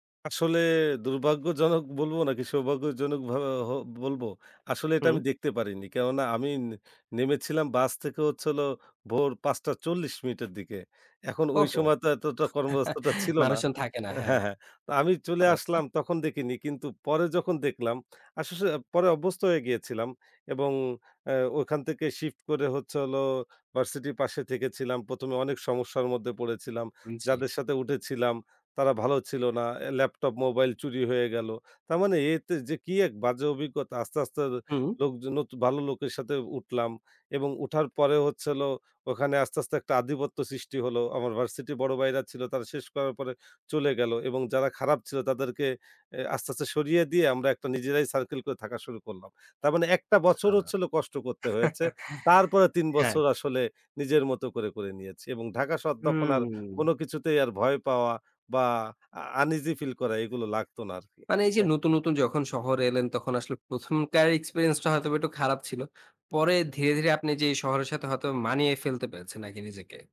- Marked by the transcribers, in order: surprised: "ওহো"; chuckle; chuckle; drawn out: "হুম"; in English: "uneasy"
- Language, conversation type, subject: Bengali, podcast, নতুন শহরে গিয়ে প্রথমবার আপনার কেমন অনুভব হয়েছিল?